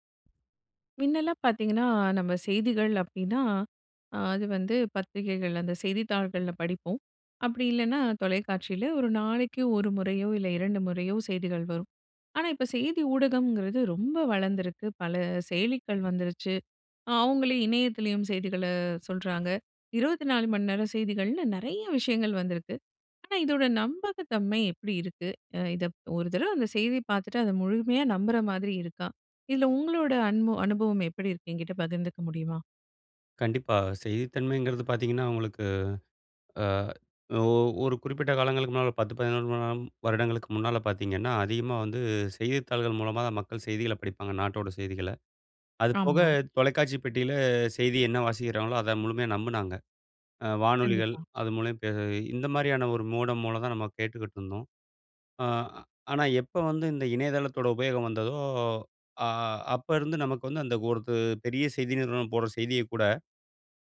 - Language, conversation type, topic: Tamil, podcast, செய்தி ஊடகங்கள் நம்பகமானவையா?
- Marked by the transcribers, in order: tapping; unintelligible speech; unintelligible speech; in English: "மோடம்"